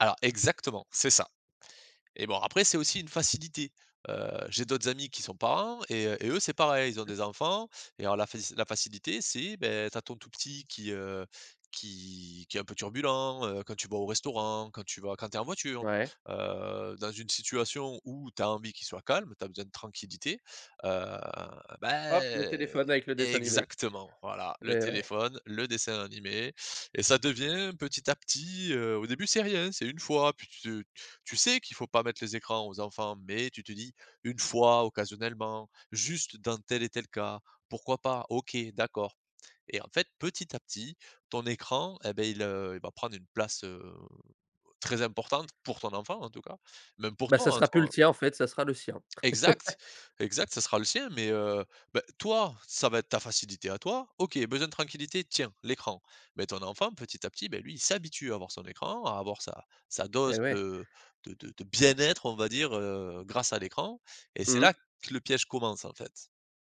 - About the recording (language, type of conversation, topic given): French, podcast, Comment gères-tu le temps d’écran en famille ?
- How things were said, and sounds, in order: other background noise; unintelligible speech; drawn out: "heu, bah"; stressed: "Exactement"; stressed: "sais"; laugh; stressed: "toi"; stressed: "bien-être"